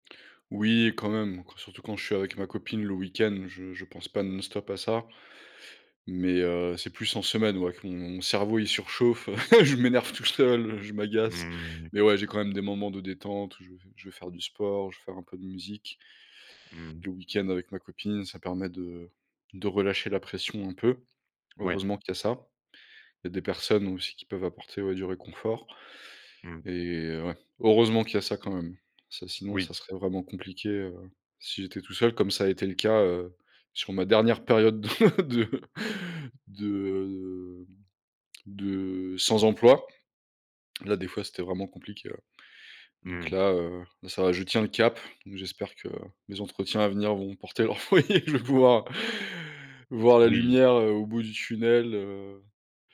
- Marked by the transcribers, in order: chuckle; laughing while speaking: "de"; stressed: "sans emploi"; laughing while speaking: "fruits"
- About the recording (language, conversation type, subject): French, advice, Comment as-tu vécu la perte de ton emploi et comment cherches-tu une nouvelle direction professionnelle ?